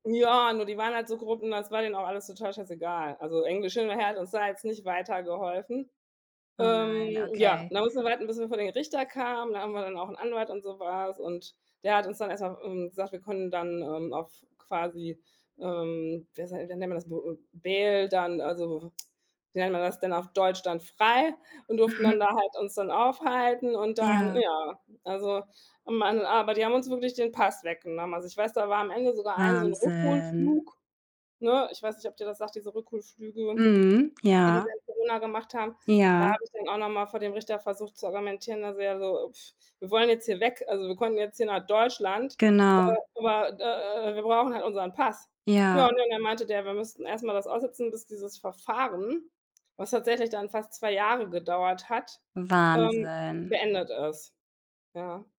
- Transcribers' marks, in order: drawn out: "Ähm"; in English: "bail"; tsk; drawn out: "Wahnsinn"; other noise; drawn out: "Wahnsinn"
- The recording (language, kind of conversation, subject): German, podcast, Wie gehst du auf Reisen mit Sprachbarrieren um?